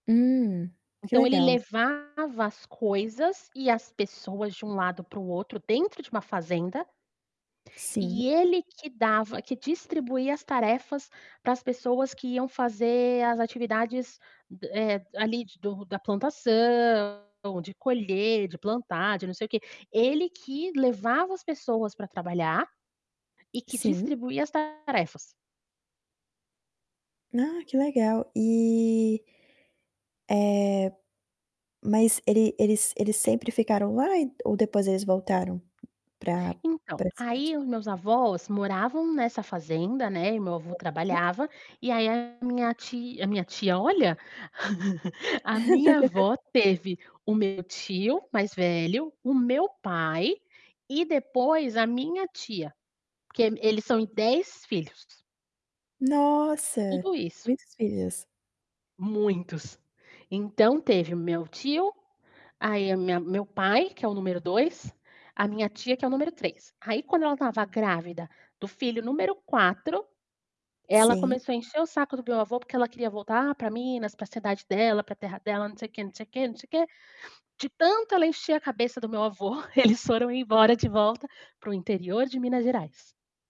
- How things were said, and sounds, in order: distorted speech; tapping; unintelligible speech; laugh; laughing while speaking: "meu avô, que eles foram embora de volta"
- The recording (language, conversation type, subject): Portuguese, podcast, Como as histórias de migração moldaram a sua família?